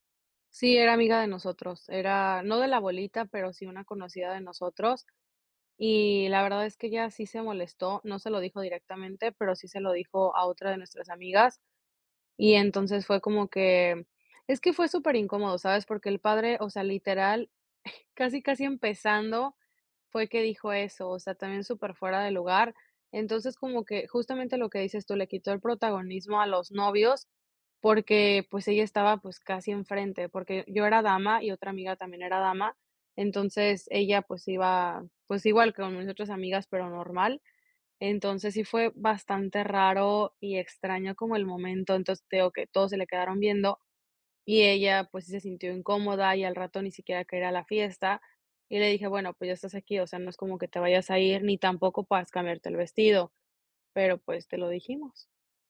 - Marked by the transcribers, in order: chuckle
- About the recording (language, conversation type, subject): Spanish, advice, ¿Cómo puedo resolver un malentendido causado por mensajes de texto?